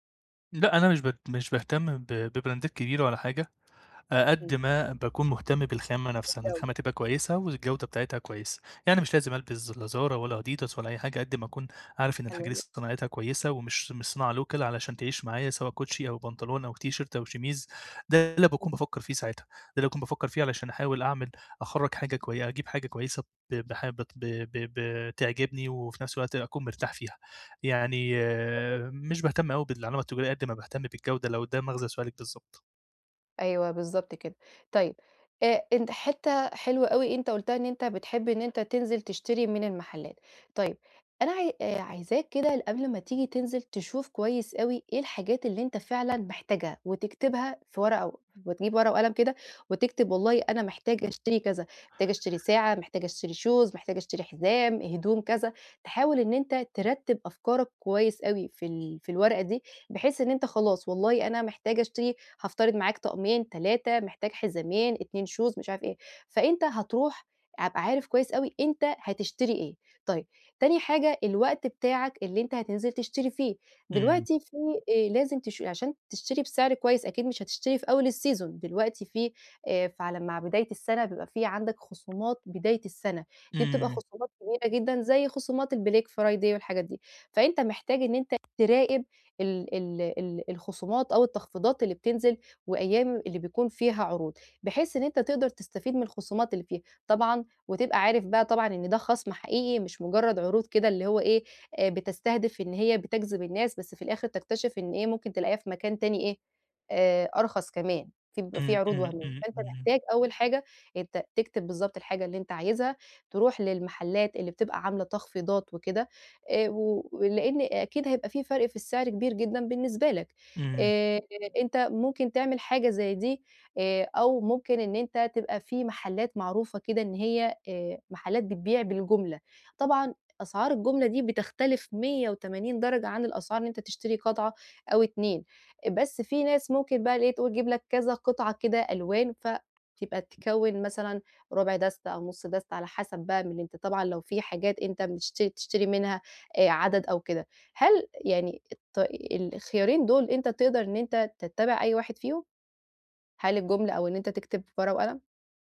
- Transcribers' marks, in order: in English: "ببرندات"; in English: "local"; in English: "شميز"; unintelligible speech; tapping; in English: "shoes"; in English: "شوز"; in English: "السيزون"; in English: "الBlack Friday"
- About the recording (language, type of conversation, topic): Arabic, advice, إزاي ألاقِي صفقات وأسعار حلوة وأنا بتسوّق للملابس والهدايا؟